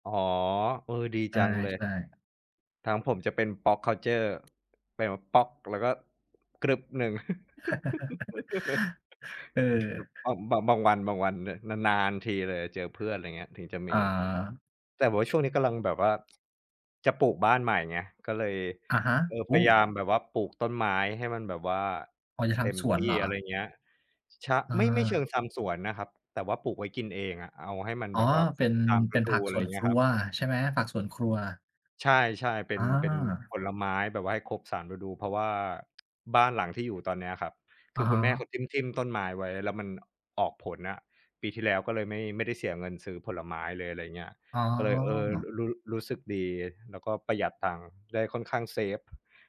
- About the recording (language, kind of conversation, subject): Thai, unstructured, งานอดิเรกอะไรที่ทำให้คุณรู้สึกผ่อนคลายที่สุด?
- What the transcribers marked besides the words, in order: in English: "Pogculture"; "Pop Culture" said as "Pogculture"; tapping; laugh; other background noise; laugh